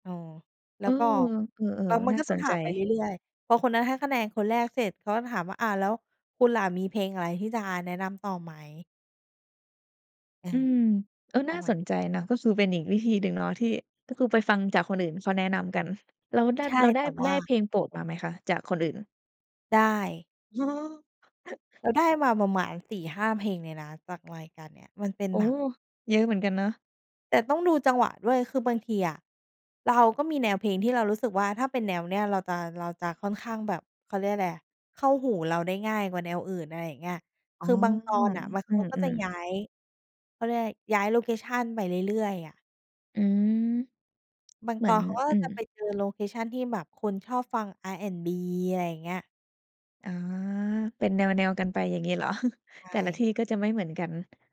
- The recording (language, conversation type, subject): Thai, podcast, คุณมักค้นพบเพลงใหม่ๆ จากช่องทางไหนมากที่สุด?
- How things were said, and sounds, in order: laughing while speaking: "อ๋อ"; chuckle; tapping; chuckle